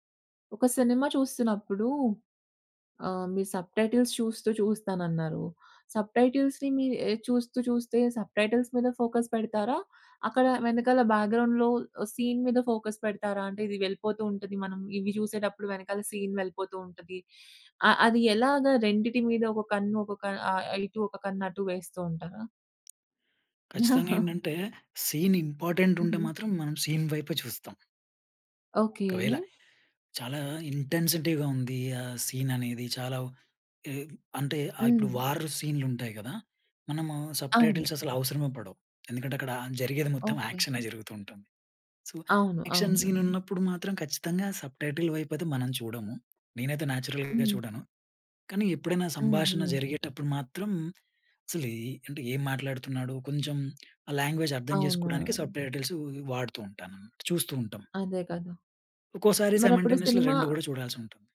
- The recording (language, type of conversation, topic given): Telugu, podcast, సబ్‌టైటిల్స్ మరియు డబ్బింగ్‌లలో ఏది ఎక్కువగా బాగా పనిచేస్తుంది?
- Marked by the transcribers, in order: in English: "సబ్‌టైటిల్స్"; in English: "సబ్‌టైటిల్స్‌ని"; in English: "సబ్‌టైటిల్స్"; in English: "ఫోకస్"; in English: "బ్యాక్‌గ్రౌండ్‌లో సీన్"; in English: "ఫోకస్"; in English: "సీన్"; chuckle; in English: "సీన్ ఇంపార్టెంట్"; in English: "సీన్"; in English: "ఇంటెన్సిటీ‌గా"; in English: "సీన్"; in English: "వార్"; in English: "సబ్‌టైటిల్స్"; in English: "సో యాక్షన్ సీన్"; in English: "సబ్‌టైటిల్"; in English: "నేచురల్‌గా"; other background noise; in English: "లాంగ్వేజ్"; in English: "సబ్‌టైటిల్స్"; in English: "సైమన్‌టేనియస్‌లీ"